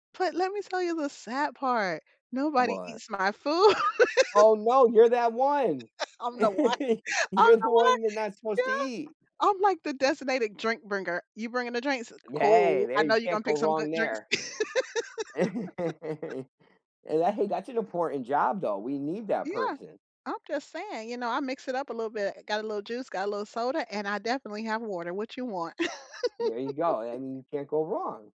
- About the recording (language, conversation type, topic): English, unstructured, How do you like to celebrate special occasions with food?
- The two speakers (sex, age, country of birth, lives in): female, 45-49, United States, United States; male, 40-44, United States, United States
- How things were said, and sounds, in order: laughing while speaking: "food. I don't know why"; chuckle; tapping; other background noise; chuckle; laugh; chuckle